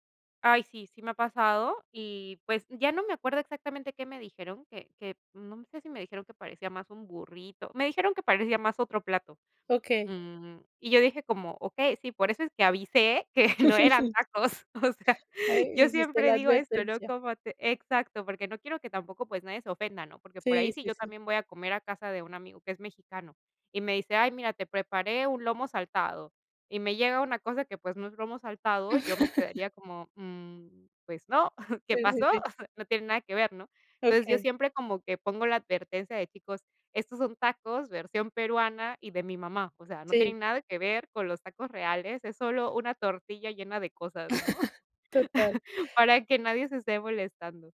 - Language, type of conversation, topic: Spanish, podcast, ¿Tienes algún plato que para ti signifique “casa”?
- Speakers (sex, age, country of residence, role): female, 30-34, Italy, guest; female, 35-39, France, host
- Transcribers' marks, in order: laughing while speaking: "que no eran tacos, o sea"; chuckle; chuckle; chuckle; chuckle